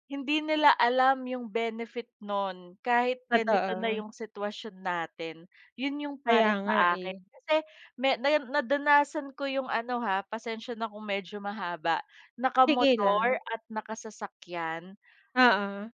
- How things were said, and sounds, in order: other background noise; tapping
- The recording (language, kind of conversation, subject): Filipino, unstructured, Ano ang nararamdaman mo tungkol sa mga isyung pangkalikasan na hindi nabibigyang pansin?